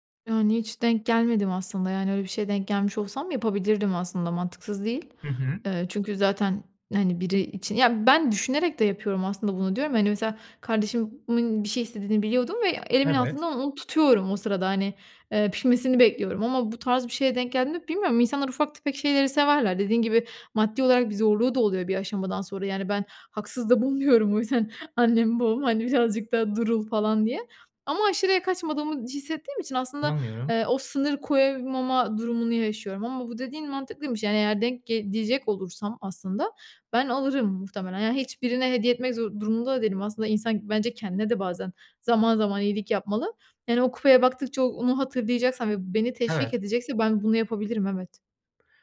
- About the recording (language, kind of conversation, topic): Turkish, advice, Hediyeler için aşırı harcama yapıyor ve sınır koymakta zorlanıyor musunuz?
- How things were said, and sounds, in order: other background noise; laughing while speaking: "haksız da bulmuyorum o yüzden … durul falan diye"; tapping